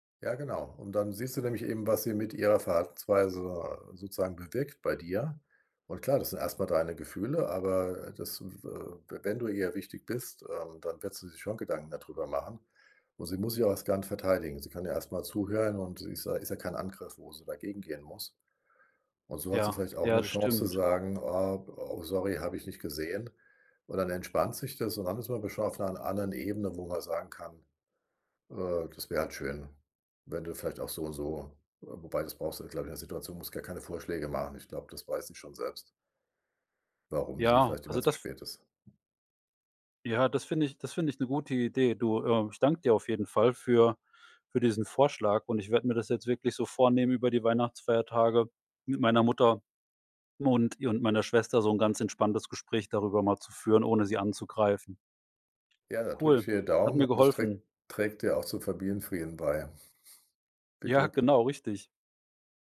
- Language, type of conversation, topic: German, advice, Wie führen unterschiedliche Werte und Traditionen zu Konflikten?
- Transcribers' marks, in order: other noise; unintelligible speech